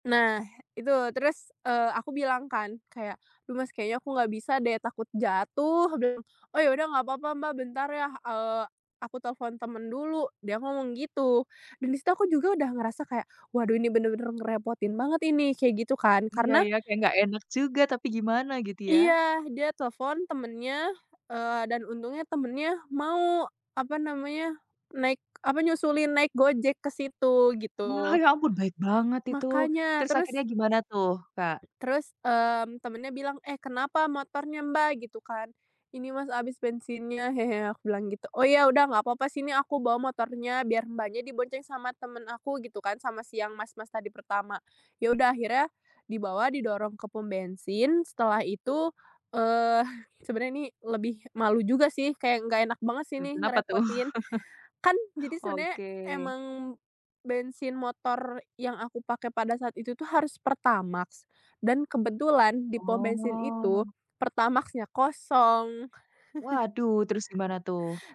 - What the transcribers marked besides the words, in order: laugh; tapping; drawn out: "Oh"; chuckle
- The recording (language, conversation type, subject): Indonesian, podcast, Pernahkah kamu bertemu orang asing yang mengubah pandangan hidupmu, dan bagaimana ceritanya?